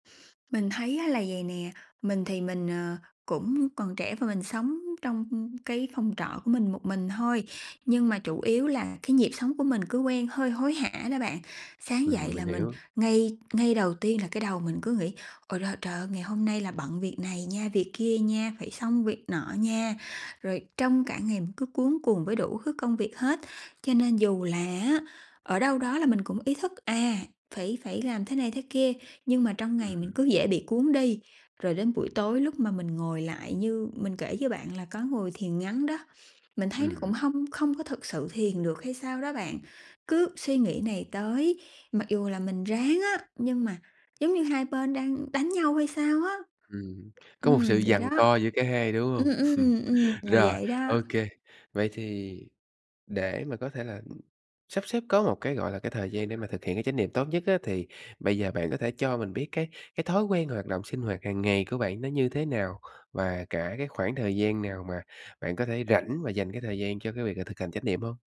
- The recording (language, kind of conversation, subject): Vietnamese, advice, Làm thế nào để bắt đầu thực hành chánh niệm và duy trì thói quen đều đặn?
- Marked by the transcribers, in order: tapping; other background noise; chuckle